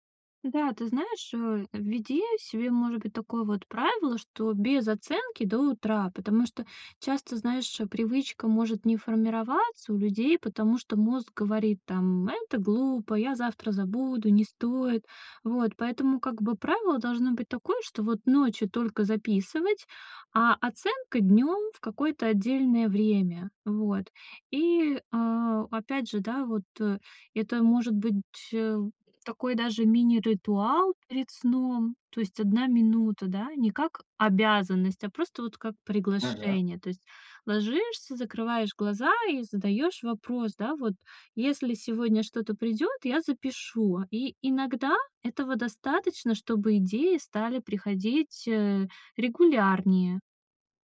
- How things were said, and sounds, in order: none
- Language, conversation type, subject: Russian, advice, Как мне выработать привычку ежедневно записывать идеи?